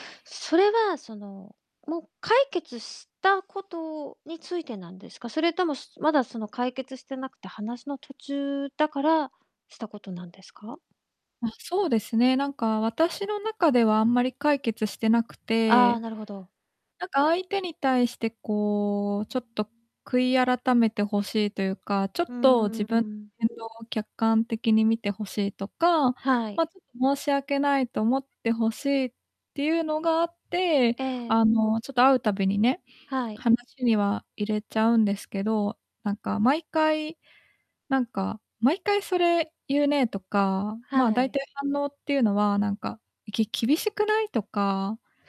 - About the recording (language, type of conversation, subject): Japanese, advice, 友達に過去の失敗を何度も責められて落ち込むとき、どんな状況でどんな気持ちになりますか？
- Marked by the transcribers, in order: distorted speech